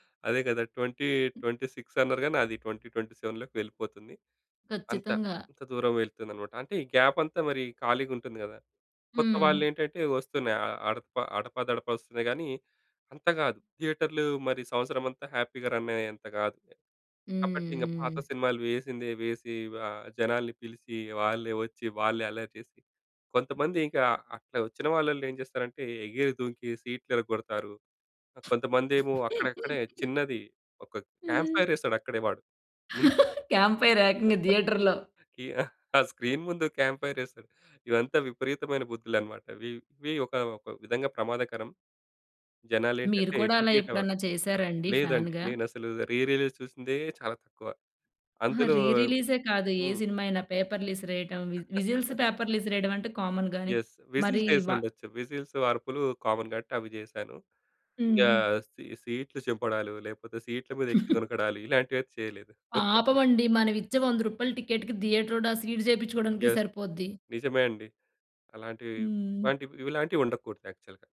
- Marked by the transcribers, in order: in English: "ట్వెంటీ ట్వెంటీ సిక్స్"; tapping; in English: "ట్వెంటీ ట్వెంటీ సెవెన్‌లోకి"; in English: "గ్యాప్"; in English: "హ్యాపీ‌గా రన్"; other background noise; laugh; chuckle; in English: "క్యాం‌ప్‌ఫైర్"; in English: "క్యాంప్‌ఫైర్"; in English: "థియేటర్‌లో"; laugh; in English: "స్క్రీన్"; in English: "క్యాంప్‌ఫైర్"; in English: "ఎడ్యుకేట్"; in English: "రి రిలీజ్"; laugh; in English: "కామన్"; in English: "యెస్. విస్టల్స్"; in English: "విజిల్స్"; in English: "కామన్"; chuckle; chuckle; in English: "సీట్"; in English: "యెస్"; in English: "యాక్చువల్‌గా"
- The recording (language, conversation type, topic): Telugu, podcast, అభిమానులతో సన్నిహితంగా ఉండటం మంచిదా, ప్రమాదకరమా?